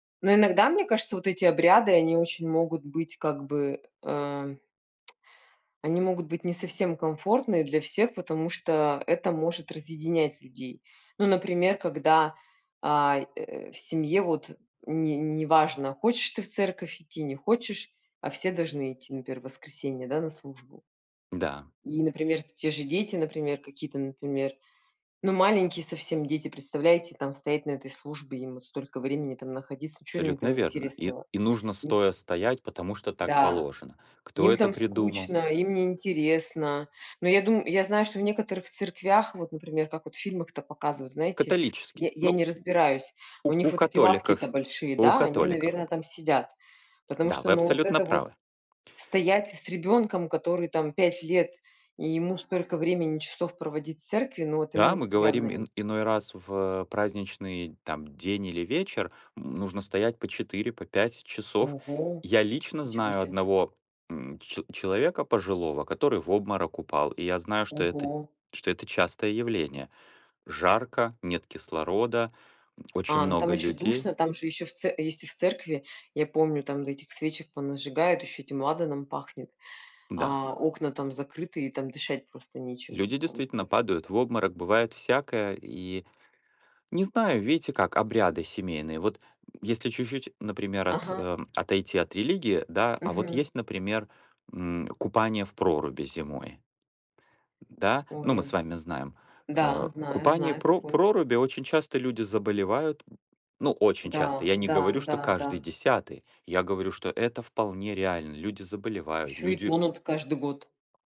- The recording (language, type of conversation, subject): Russian, unstructured, Как религиозные обряды объединяют людей?
- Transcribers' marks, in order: tsk; other background noise; tapping